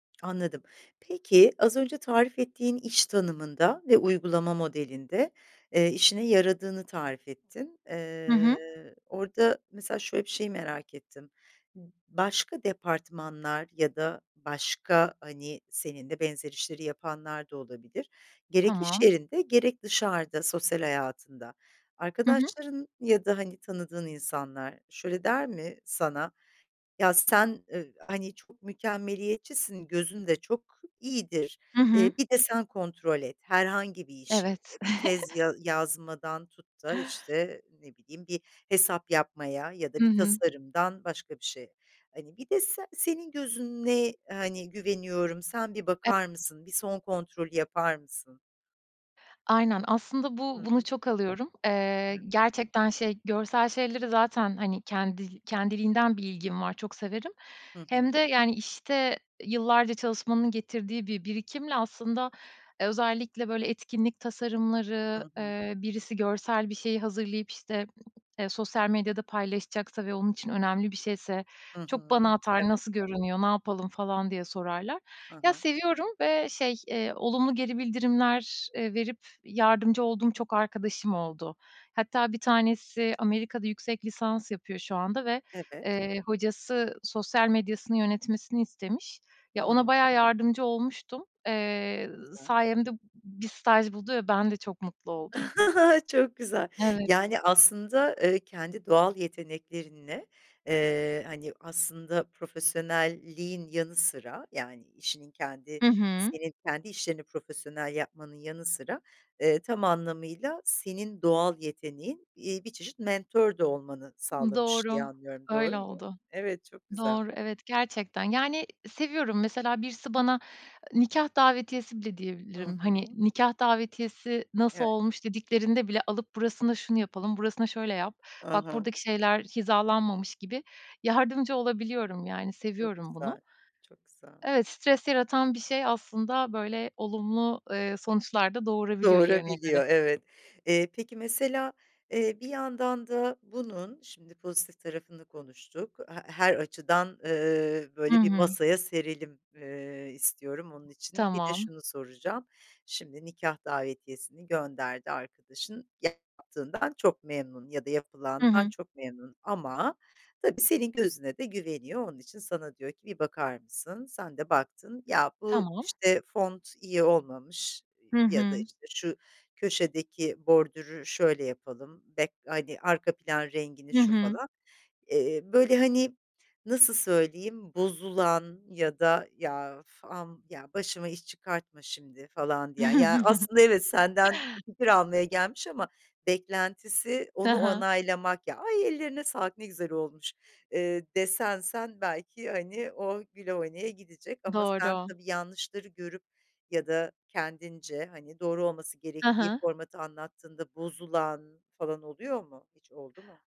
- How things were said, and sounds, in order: other background noise; chuckle; other noise; unintelligible speech; unintelligible speech; chuckle; laughing while speaking: "yardımcı"; in English: "back"; chuckle
- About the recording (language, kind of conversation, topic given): Turkish, podcast, Stres ve tükenmişlikle nasıl başa çıkıyorsun?